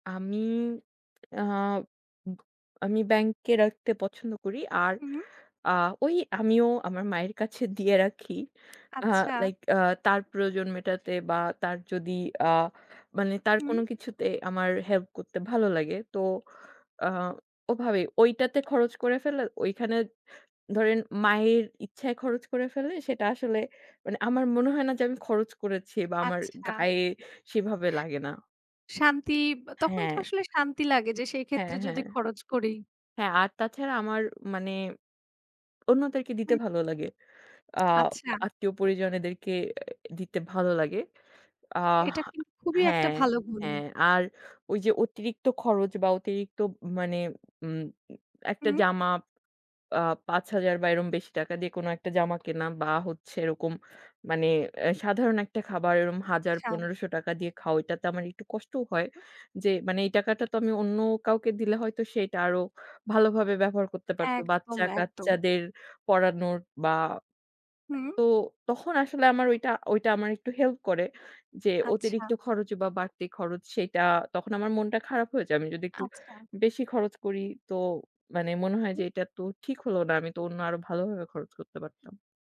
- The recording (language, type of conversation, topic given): Bengali, unstructured, আপনি আপনার পকেট খরচ কীভাবে সামলান?
- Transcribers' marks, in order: "এরকম" said as "এরম"